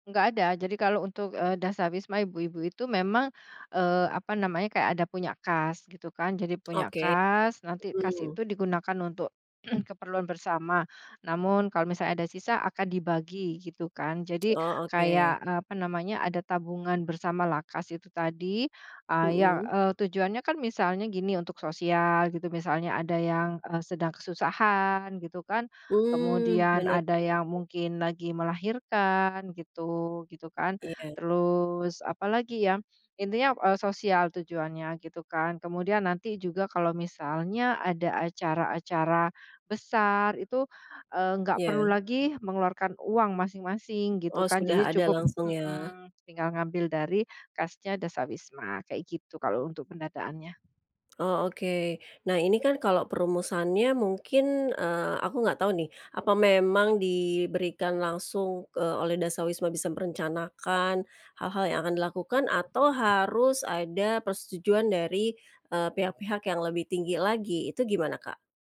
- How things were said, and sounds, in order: other background noise; throat clearing
- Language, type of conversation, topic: Indonesian, podcast, Bagaimana cara memulai kelompok saling bantu di lingkungan RT/RW?